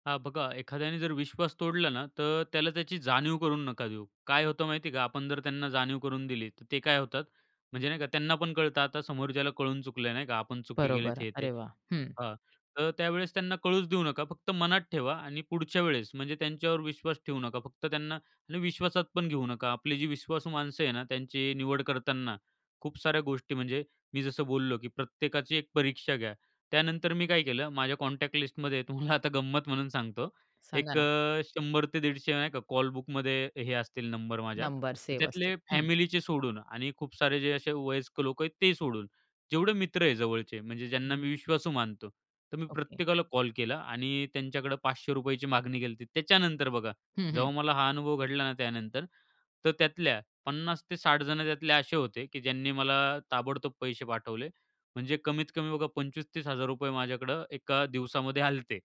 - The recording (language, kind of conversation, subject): Marathi, podcast, विश्वास तोडला गेल्यावर तुम्ही काय करता?
- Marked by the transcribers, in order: in English: "कॉन्टॅक्ट"; tapping; laughing while speaking: "तुम्हाला आता गंमत म्हणून सांगतो"; unintelligible speech